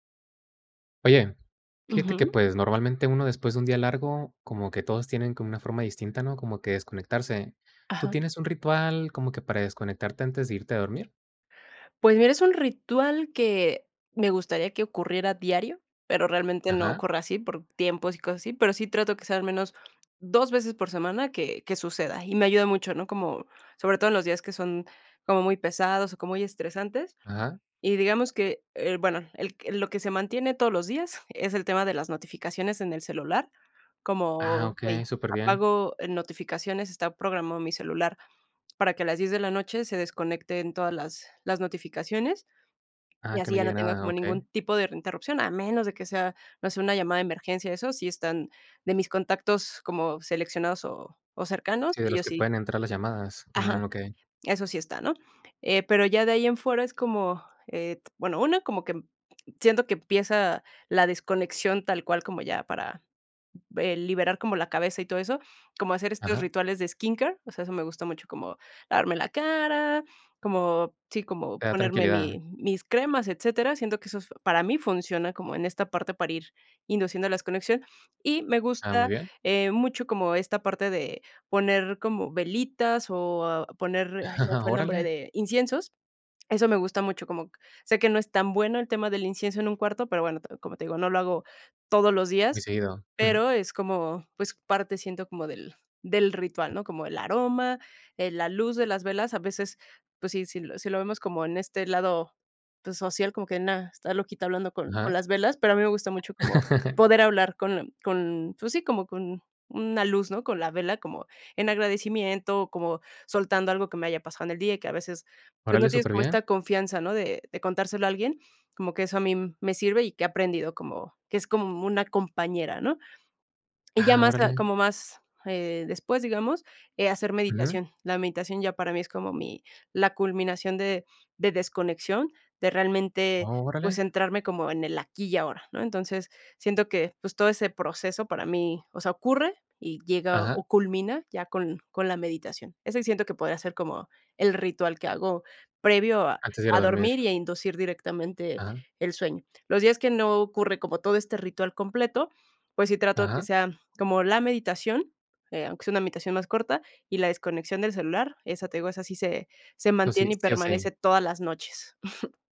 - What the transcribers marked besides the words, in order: chuckle; tapping; other background noise; chuckle; chuckle
- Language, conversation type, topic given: Spanish, podcast, ¿Tienes algún ritual para desconectar antes de dormir?